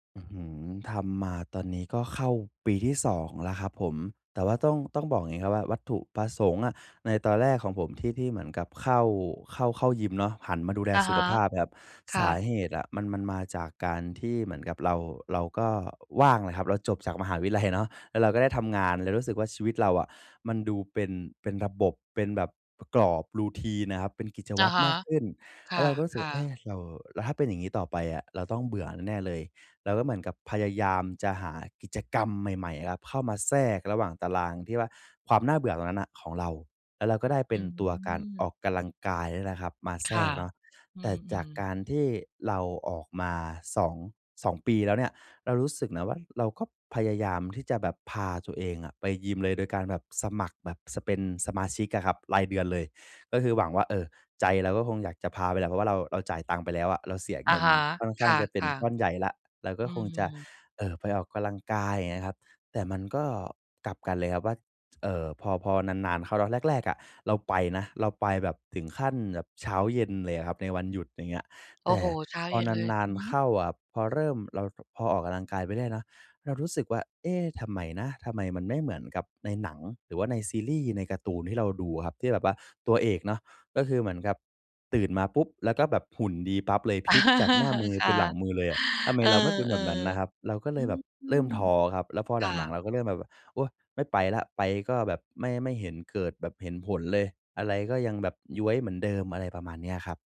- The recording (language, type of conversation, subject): Thai, advice, ฉันควรทำอย่างไรเมื่อรู้สึกท้อเพราะผลลัพธ์ไม่พัฒนา?
- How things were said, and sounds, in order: in English: "routine"; stressed: "กรรม"; "กำลังกาย" said as "กะลังกาย"; in English: "spend"; laugh